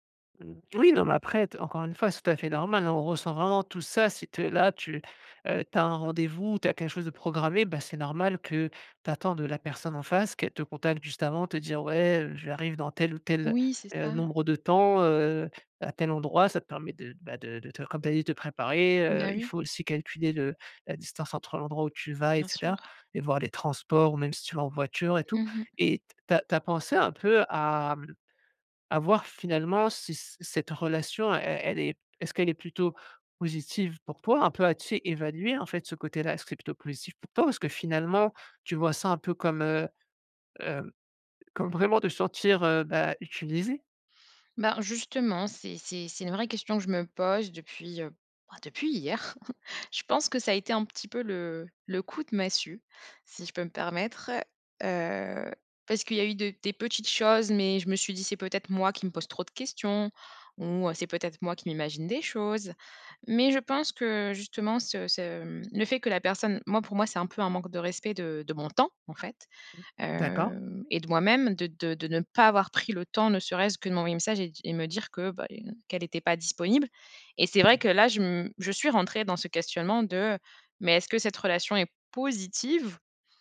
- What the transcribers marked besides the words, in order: chuckle; tapping
- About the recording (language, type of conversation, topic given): French, advice, Comment te sens-tu quand un ami ne te contacte que pour en retirer des avantages ?